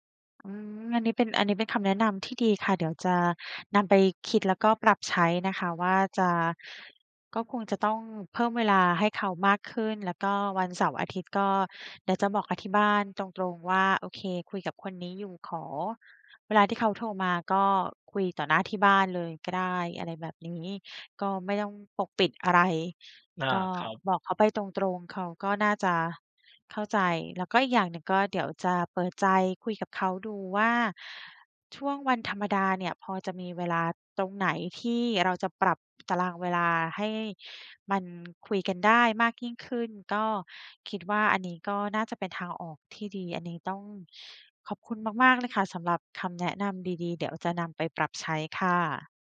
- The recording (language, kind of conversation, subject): Thai, advice, คุณจะจัดการความสัมพันธ์ที่ตึงเครียดเพราะไม่ลงตัวเรื่องเวลาอย่างไร?
- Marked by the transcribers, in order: none